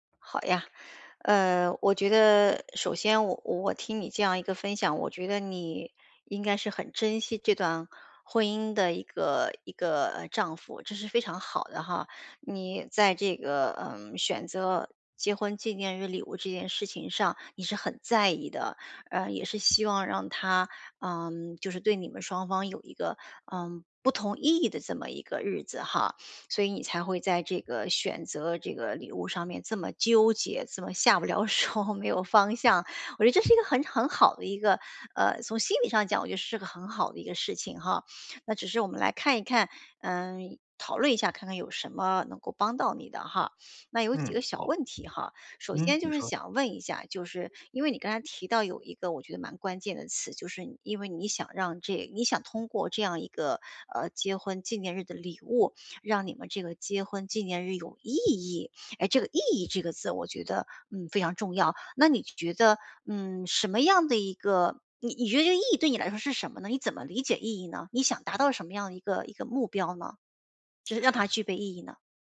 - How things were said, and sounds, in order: tapping; laughing while speaking: "手"; other background noise
- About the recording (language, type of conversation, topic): Chinese, advice, 我该怎么挑选既合适又有意义的礼物？